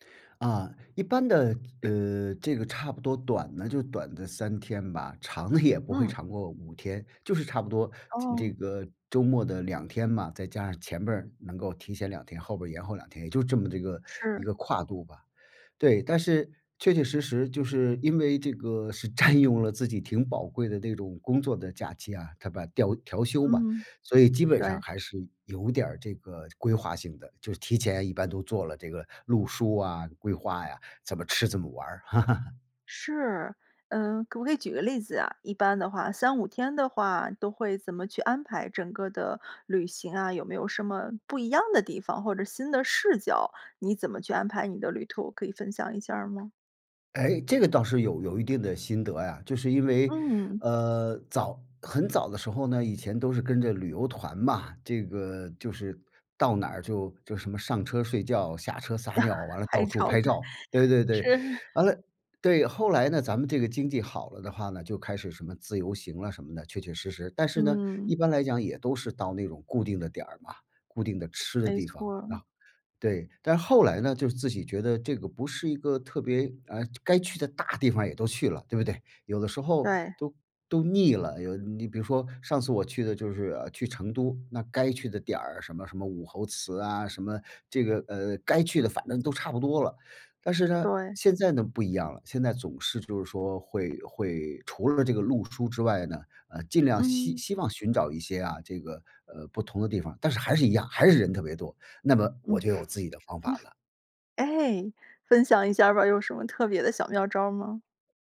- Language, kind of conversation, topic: Chinese, podcast, 你如何在旅行中发现新的视角？
- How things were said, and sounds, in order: laughing while speaking: "长的"; laughing while speaking: "占用了"; laugh; other background noise; laugh; laughing while speaking: "拍照，对，是"; chuckle